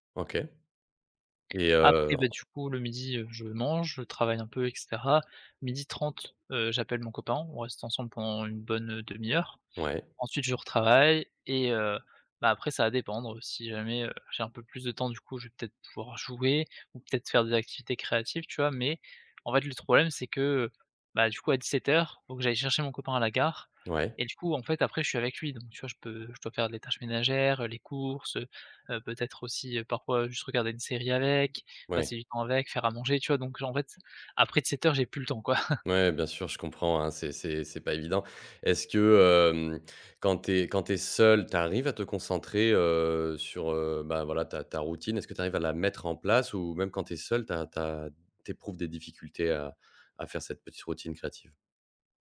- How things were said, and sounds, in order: "problème" said as "troblème"; chuckle
- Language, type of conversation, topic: French, advice, Pourquoi m'est-il impossible de commencer une routine créative quotidienne ?